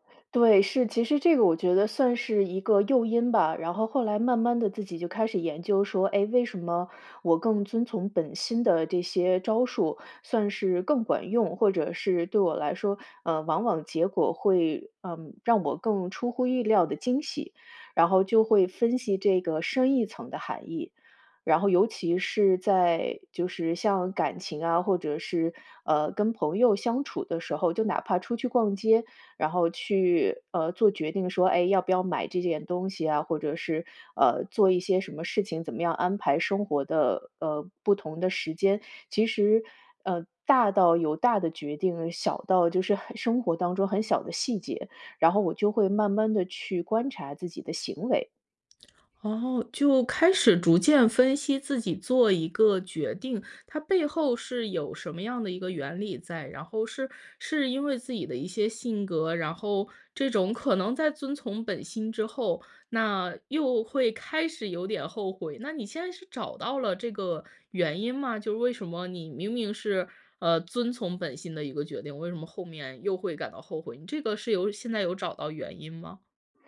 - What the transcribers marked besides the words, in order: lip smack
- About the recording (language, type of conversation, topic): Chinese, podcast, 你有什么办法能帮自己更快下决心、不再犹豫吗？